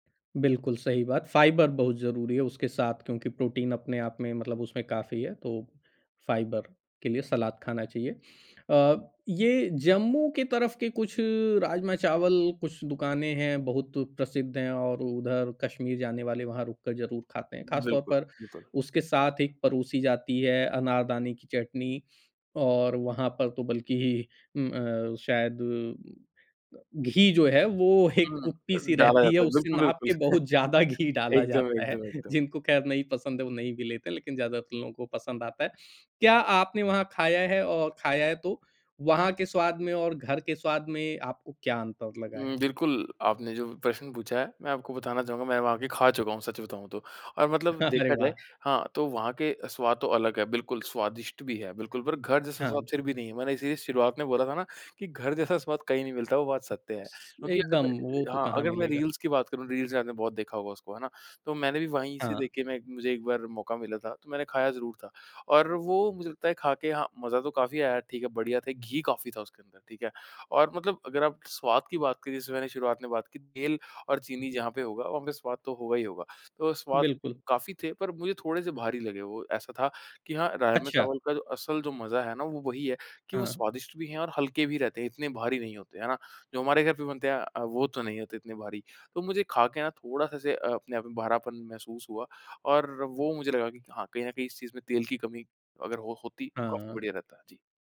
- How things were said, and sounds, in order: laughing while speaking: "एक कुप्पी-सी रहती है"; laughing while speaking: "ज़्यादा घी डाला जाता है"; chuckle; chuckle; in English: "रील्स"; in English: "रील्स"
- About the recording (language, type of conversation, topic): Hindi, podcast, आपका सबसे पसंदीदा घर जैसा खाना कौन सा है?